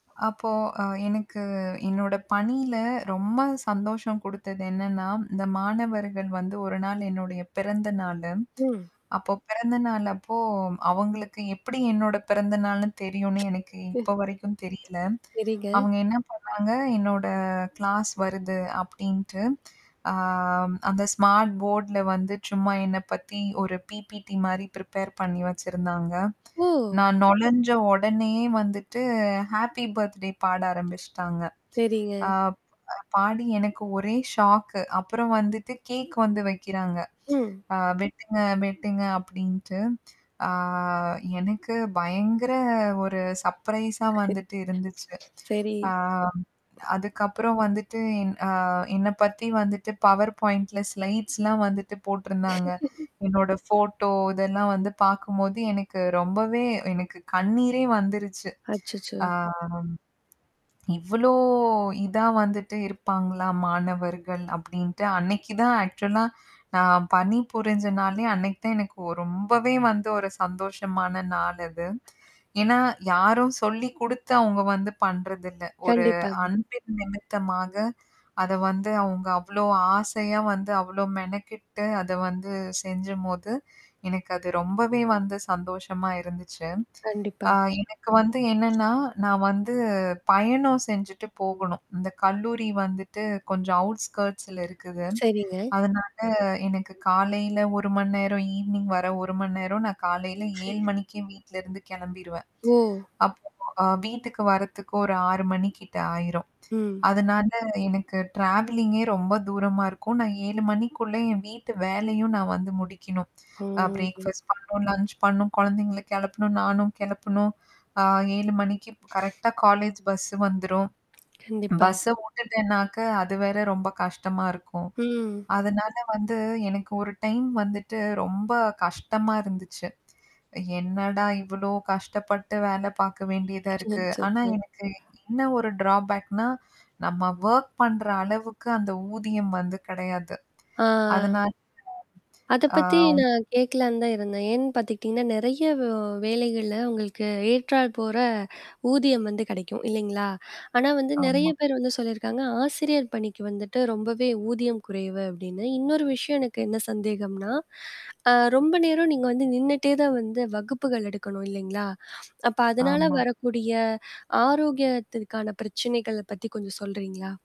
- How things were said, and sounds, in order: mechanical hum; "சரிங்க" said as "சரிங்"; laugh; distorted speech; in English: "கிளாஸ்"; in English: "ஸ்மார்ட் போர்டி"; in English: "பிரிப்பேர்"; other noise; surprised: "ஓ!"; in English: "ஹேப்பி பர்த்டே"; in English: "ஷாக்கு"; other background noise; drawn out: "ஆ"; in English: "சர்ப்ரைஸ்"; in English: "பவர் பாயிண்ட்டில் ஸ்லைட்ஸ்"; laugh; tapping; in English: "ஃபோட்டோ"; in English: "ஆக்சுவல"; static; in English: "அவுட்ஸ்கர்ட்ஸி"; in English: "ஈவினிங்"; laugh; laugh; in English: "ட்ராவலிங்"; drawn out: "ம்ஹம்"; in English: "பிரேக்ஃபாஸ்ட்"; in English: "லஞ்ச்"; lip smack; in English: "கரெக்ட்டா காலேஜ் பஸ்சு"; in English: "பஸ்ச"; unintelligible speech; in English: "டிராபேக்"; in English: "வொர்க்"; drawn out: "ஆ"
- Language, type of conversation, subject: Tamil, podcast, உங்கள் வேலை உங்களுக்கு எந்த வகையில் மகிழ்ச்சி தருகிறது?